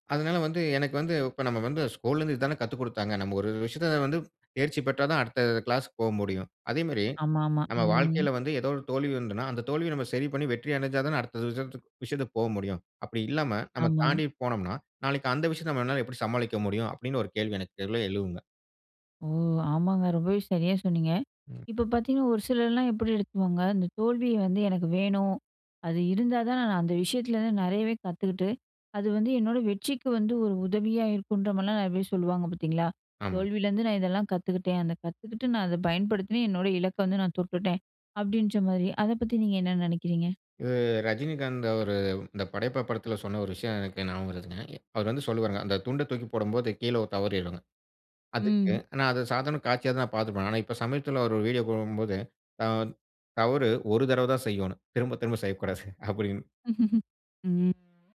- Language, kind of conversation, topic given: Tamil, podcast, தோல்வி வந்தால் அதை கற்றலாக மாற்ற நீங்கள் எப்படி செய்கிறீர்கள்?
- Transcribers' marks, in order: other background noise; "எனக்குள்ள" said as "எனக்கெள"; drawn out: "ஓ!"; laughing while speaking: "ம்"